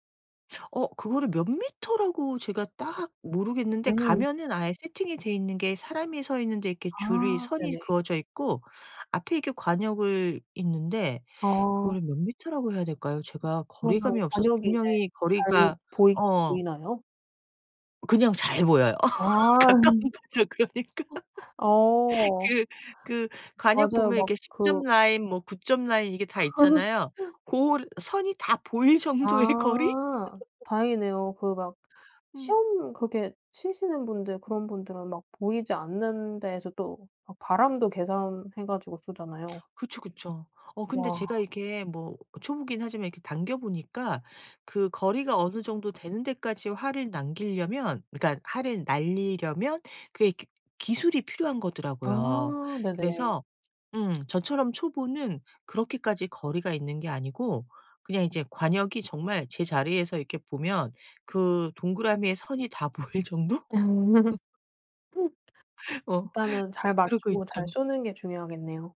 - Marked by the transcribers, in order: other background noise; laughing while speaking: "가까운 거죠, 그러니까"; laugh; laugh; laughing while speaking: "정도의 거리?"; laugh; laughing while speaking: "보일 정도?"; laugh; laughing while speaking: "어. 그러고 있죠"
- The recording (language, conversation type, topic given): Korean, podcast, 주말에 가족과 보통 어떻게 시간을 보내시나요?